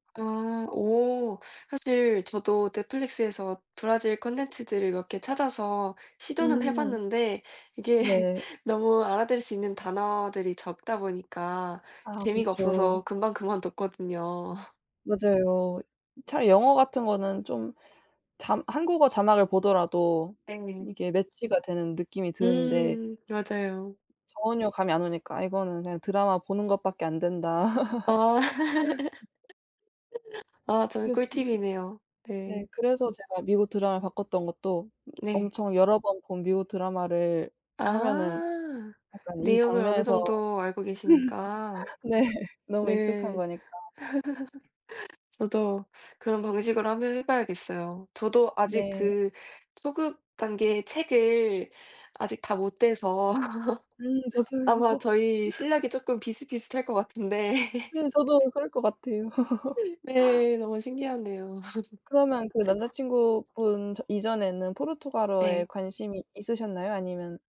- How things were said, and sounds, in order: other background noise; laughing while speaking: "이게"; laughing while speaking: "그만뒀거든요"; background speech; tapping; laughing while speaking: "아"; laugh; laugh; laughing while speaking: "네"; laugh; laugh; laughing while speaking: "저도요"; laughing while speaking: "같은데"; laugh; laugh; laugh
- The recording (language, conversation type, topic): Korean, unstructured, 요즘 공부할 때 가장 재미있는 과목은 무엇인가요?
- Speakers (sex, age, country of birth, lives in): female, 20-24, South Korea, Portugal; female, 20-24, South Korea, United States